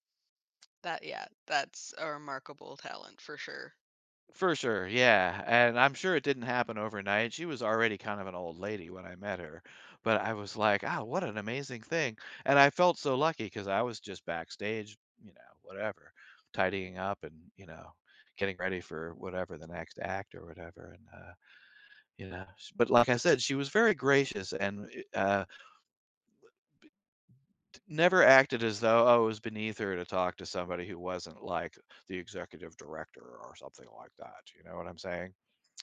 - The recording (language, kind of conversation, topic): English, unstructured, How can friendships be maintained while prioritizing personal goals?
- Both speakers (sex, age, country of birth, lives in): female, 30-34, United States, United States; male, 60-64, United States, United States
- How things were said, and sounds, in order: tapping; put-on voice: "the executive director or something like that"